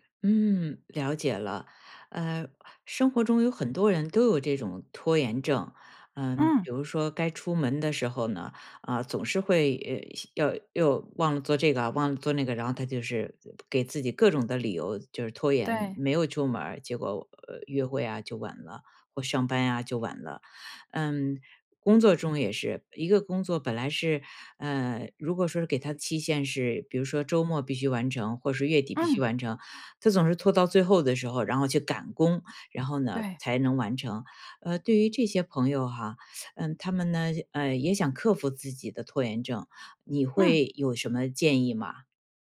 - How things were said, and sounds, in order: none
- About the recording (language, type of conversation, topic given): Chinese, podcast, 学习时如何克服拖延症？